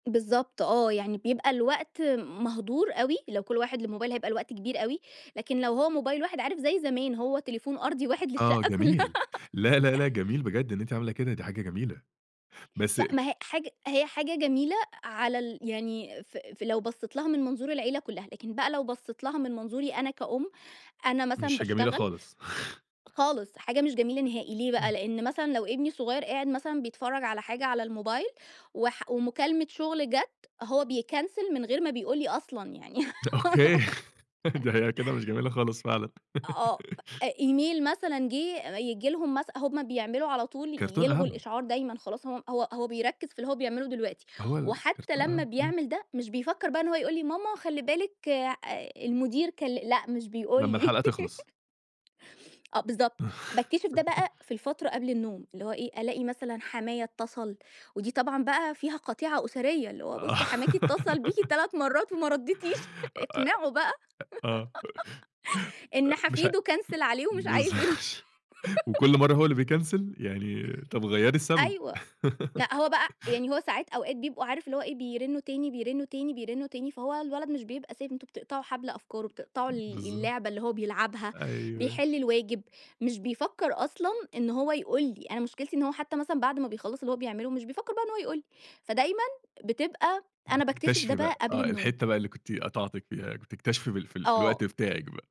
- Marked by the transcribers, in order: laughing while speaking: "كُلّها"; laugh; chuckle; in English: "بيكنسل"; tapping; chuckle; giggle; laugh; in English: "إيميل"; laugh; chuckle; laughing while speaking: "آه"; giggle; other background noise; other noise; chuckle; giggle; in English: "كنسل"; in English: "بيكنسل؟"; laughing while speaking: "ير"; giggle; laugh; unintelligible speech
- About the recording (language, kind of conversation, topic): Arabic, podcast, إزاي نقلّل وقت الشاشات قبل النوم بشكل عملي؟